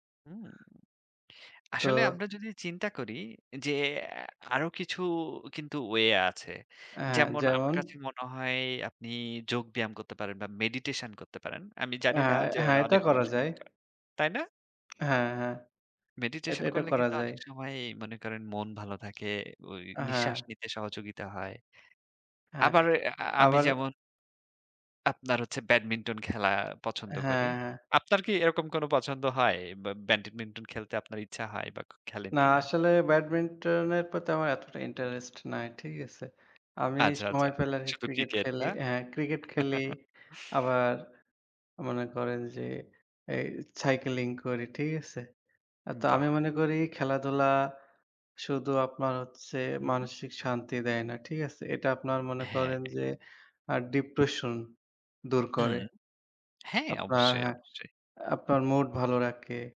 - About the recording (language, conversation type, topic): Bengali, unstructured, খেলাধুলা কি শুধু শরীরের জন্য উপকারী, নাকি মনও ভালো রাখতে সাহায্য করে?
- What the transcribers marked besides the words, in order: chuckle; in English: "ছাইক্লিং"; "cycling" said as "ছাইক্লিং"; in English: "depression"